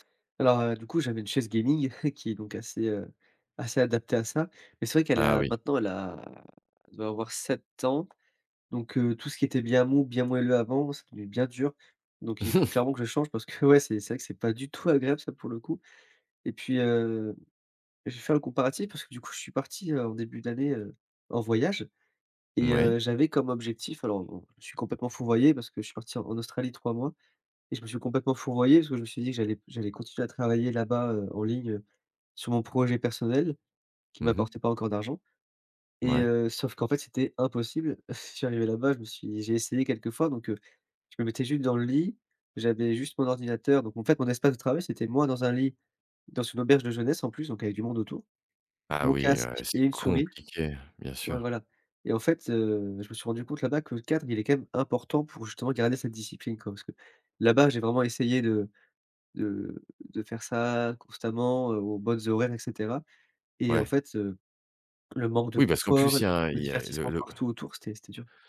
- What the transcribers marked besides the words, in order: exhale; chuckle; exhale; stressed: "compliqué"; other background noise
- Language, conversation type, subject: French, podcast, Comment aménages-tu ton espace de travail pour télétravailler au quotidien ?